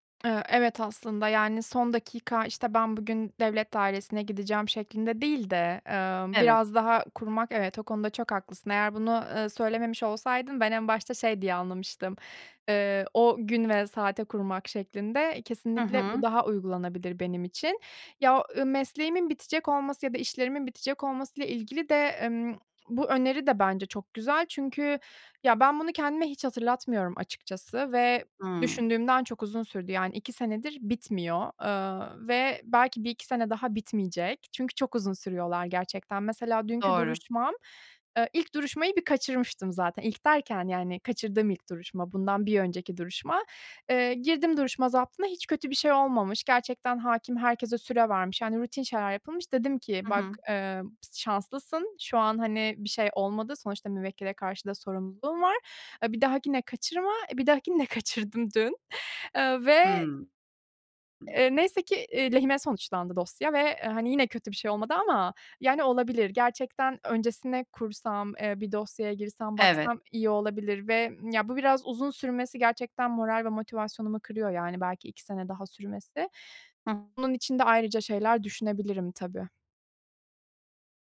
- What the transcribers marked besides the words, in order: giggle; other background noise; unintelligible speech
- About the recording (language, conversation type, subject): Turkish, advice, Sürekli dikkatimin dağılmasını azaltıp düzenli çalışma blokları oluşturarak nasıl daha iyi odaklanabilirim?